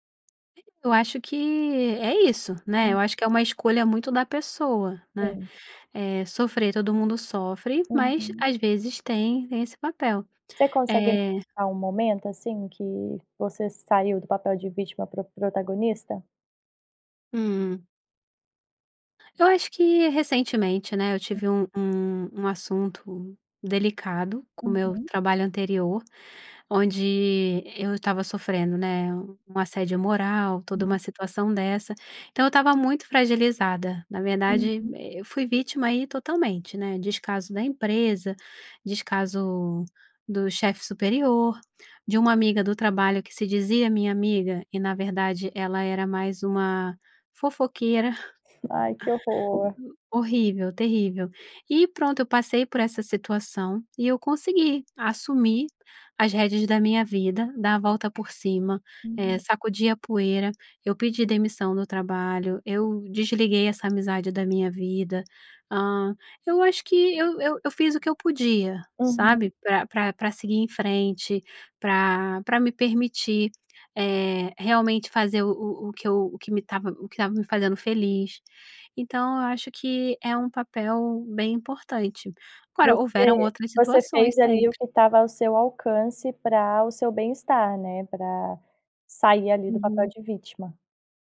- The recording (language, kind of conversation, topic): Portuguese, podcast, Como você pode deixar de se ver como vítima e se tornar protagonista da sua vida?
- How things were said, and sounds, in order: tapping; laugh; other background noise